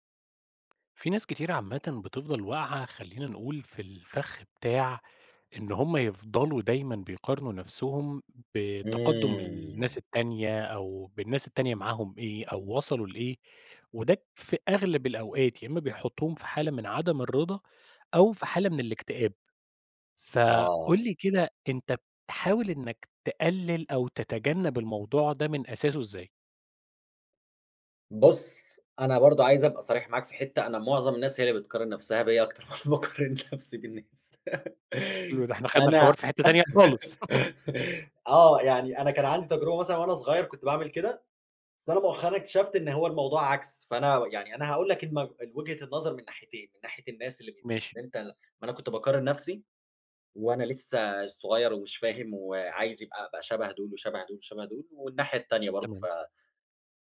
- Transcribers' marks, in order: tapping; laugh; laughing while speaking: "أكتر ما باقارن نفسي بالناس"; laugh; chuckle
- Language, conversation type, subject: Arabic, podcast, إيه أسهل طريقة تبطّل تقارن نفسك بالناس؟